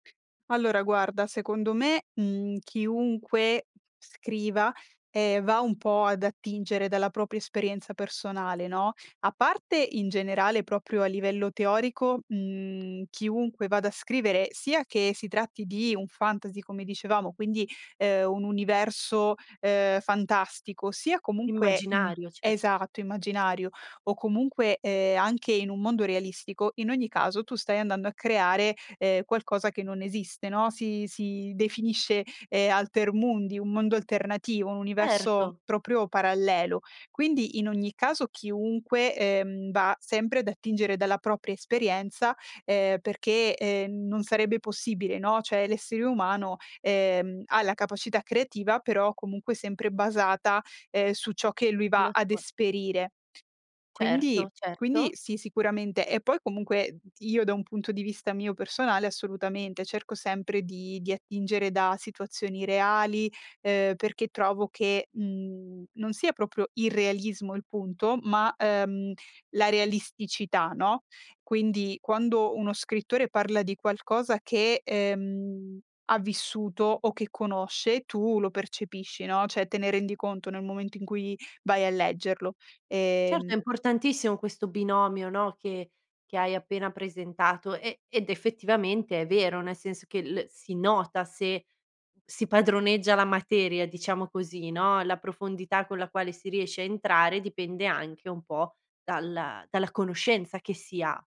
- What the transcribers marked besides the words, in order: in Latin: "alter mundi"; "cioè" said as "ceh"; tapping; "proprio" said as "propio"; "cioè" said as "ceh"
- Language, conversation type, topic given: Italian, podcast, Qual è il tuo processo per sviluppare una storia dall'inizio alla fine?
- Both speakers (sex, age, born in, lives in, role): female, 25-29, Italy, Italy, guest; female, 30-34, Italy, Italy, host